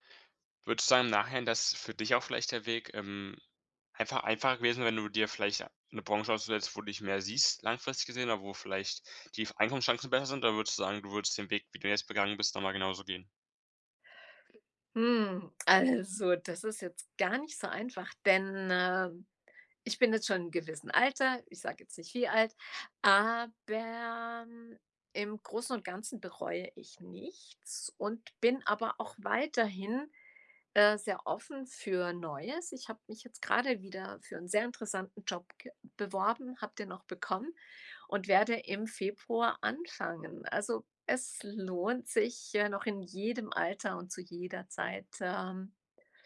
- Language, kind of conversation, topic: German, podcast, Wie überzeugst du potenzielle Arbeitgeber von deinem Quereinstieg?
- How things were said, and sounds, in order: put-on voice: "Also"; drawn out: "aber"